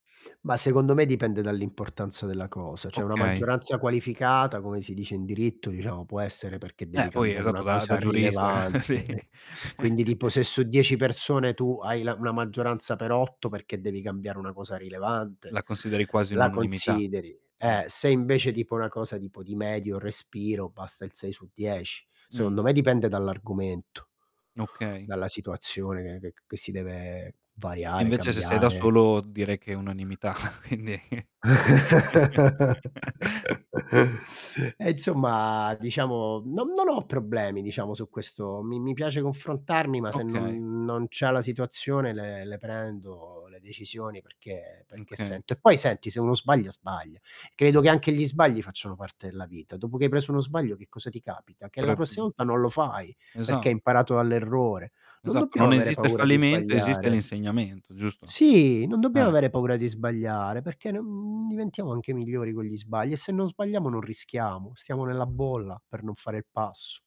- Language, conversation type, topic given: Italian, podcast, Come prendi decisioni importanti nella vita?
- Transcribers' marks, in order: "Cioè" said as "ceh"; other background noise; distorted speech; laughing while speaking: "eh, sì"; chuckle; "tipo" said as "dipo"; tapping; "tipo" said as "dipo"; "tipo" said as "dipo"; chuckle; "insomma" said as "inzomma"; chuckle; laughing while speaking: "Quindi"; chuckle; "okay" said as "kay"; unintelligible speech